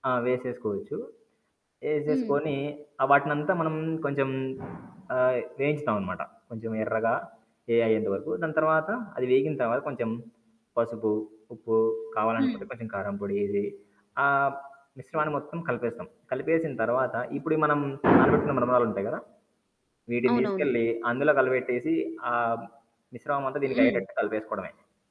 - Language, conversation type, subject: Telugu, podcast, స్థానిక తినుబండ్లు తిన్నాక మీరు ఆశ్చర్యపోయిన సందర్భం ఏదైనా ఉందా?
- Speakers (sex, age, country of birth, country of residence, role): female, 30-34, India, India, host; male, 25-29, India, India, guest
- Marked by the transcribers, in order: static; other background noise; distorted speech